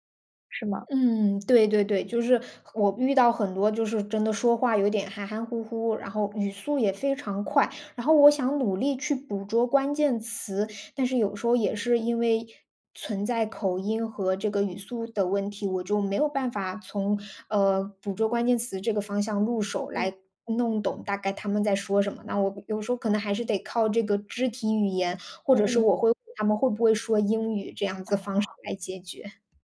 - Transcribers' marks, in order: other noise
- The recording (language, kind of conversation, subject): Chinese, advice, 语言障碍让我不敢开口交流